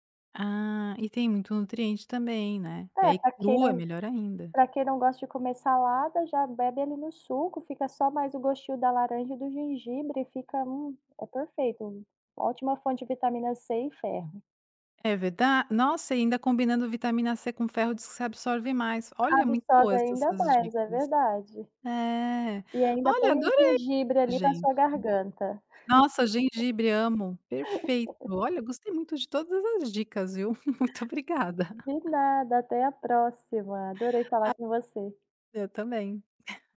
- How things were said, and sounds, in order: tapping; laugh; chuckle; laugh
- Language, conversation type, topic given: Portuguese, podcast, O que você faz com as sobras de comida para não desperdiçar?